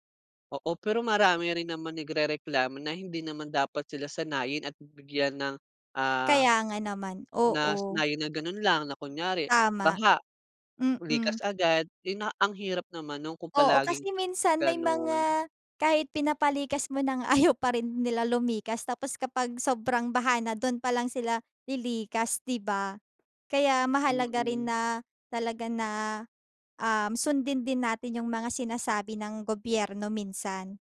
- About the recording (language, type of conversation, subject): Filipino, unstructured, Paano mo tinitingnan ang mga epekto ng mga likás na kalamidad?
- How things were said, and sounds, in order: laughing while speaking: "ayaw"